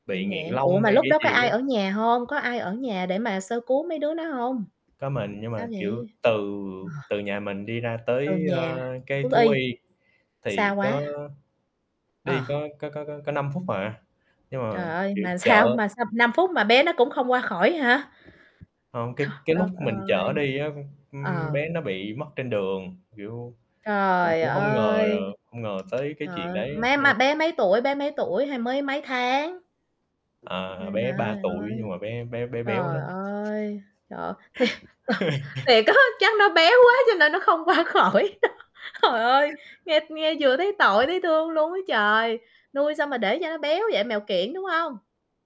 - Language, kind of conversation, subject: Vietnamese, unstructured, Bạn đã bao giờ nghĩ đến việc nhận nuôi thú cưng từ trại cứu hộ chưa?
- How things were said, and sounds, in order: static; tapping; laughing while speaking: "sao"; tsk; laughing while speaking: "Thiệt"; chuckle; laughing while speaking: "á"; chuckle; laughing while speaking: "qua khỏi đó"; chuckle; other background noise